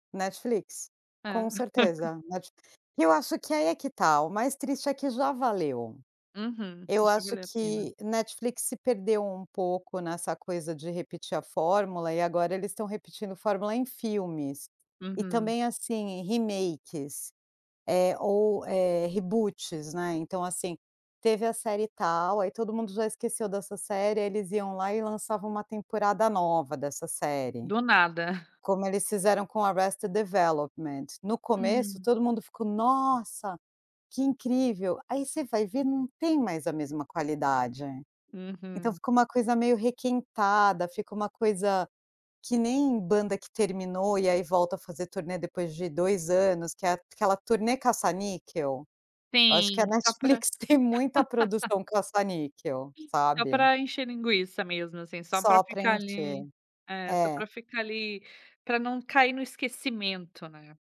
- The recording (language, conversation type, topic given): Portuguese, podcast, Como você escolhe entre plataformas de streaming?
- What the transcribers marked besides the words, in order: laugh; in English: "remakes"; in English: "reboots"; laugh